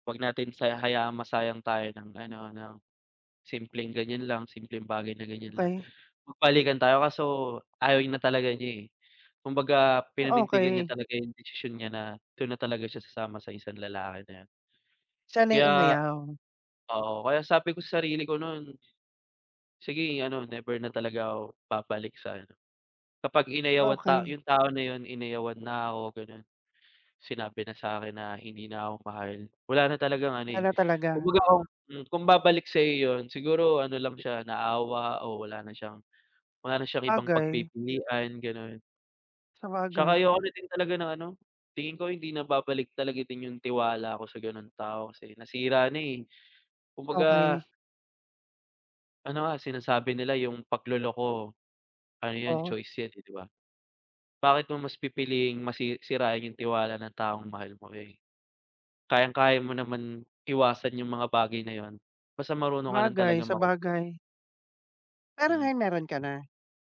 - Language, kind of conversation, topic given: Filipino, unstructured, Paano mo nalalampasan ang sakit ng pagtataksil sa isang relasyon?
- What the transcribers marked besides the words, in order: none